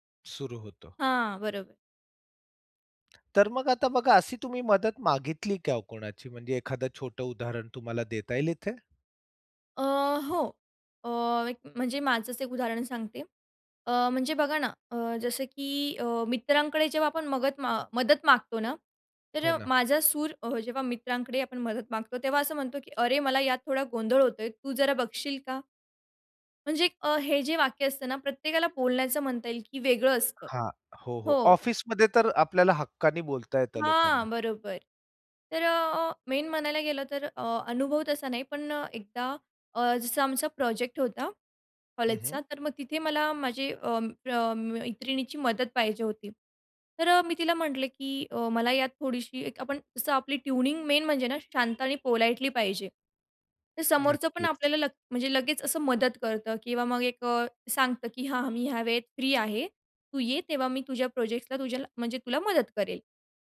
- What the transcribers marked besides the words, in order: tapping; other background noise; in English: "मेन"; in English: "मेन"; horn; in English: "पोलाईटली"
- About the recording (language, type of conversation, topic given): Marathi, podcast, एखाद्याकडून मदत मागायची असेल, तर तुम्ही विनंती कशी करता?
- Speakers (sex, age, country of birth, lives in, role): female, 20-24, India, India, guest; male, 45-49, India, India, host